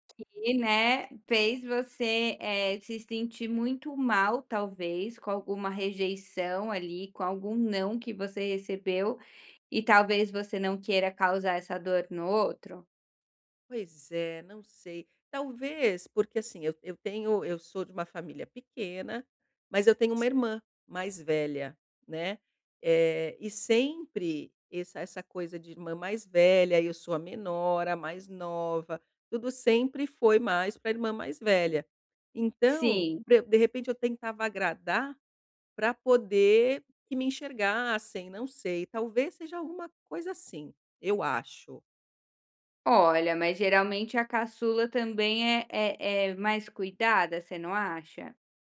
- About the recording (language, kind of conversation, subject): Portuguese, advice, Como posso estabelecer limites e dizer não em um grupo?
- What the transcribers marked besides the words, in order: tapping